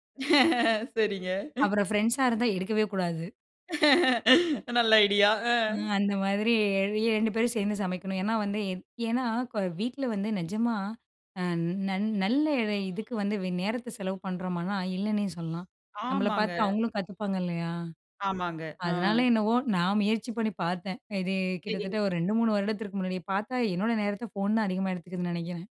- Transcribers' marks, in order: laughing while speaking: "சேரிங்க"; in English: "பிரெண்ட்ஸ்சா"; laughing while speaking: "நல்ல ஐடியா. ஆ"; in English: "ஐடியா"; drawn out: "மாதிரி"; in English: "இரெண்டு"; drawn out: "ஆமாங்க"
- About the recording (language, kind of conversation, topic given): Tamil, podcast, வீட்டில் சில நேரங்களில் எல்லோருக்கும் கைபேசி இல்லாமல் இருக்க வேண்டுமென நீங்கள் சொல்வீர்களா?